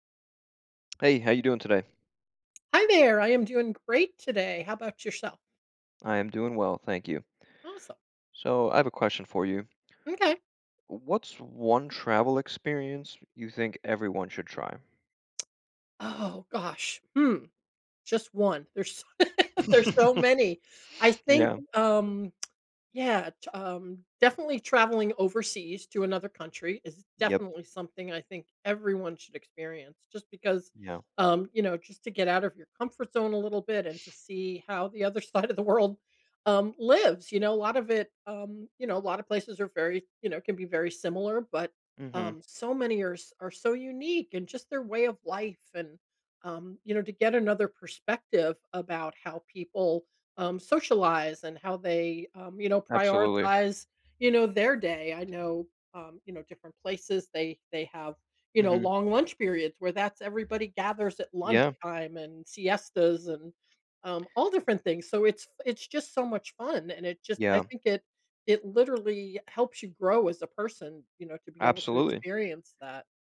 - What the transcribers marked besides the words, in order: tapping; tsk; laugh; tsk; chuckle; background speech; laughing while speaking: "side of the world"; stressed: "unique"; other background noise
- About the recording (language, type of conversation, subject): English, unstructured, What travel experience should everyone try?
- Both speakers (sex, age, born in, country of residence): female, 60-64, United States, United States; male, 30-34, United States, United States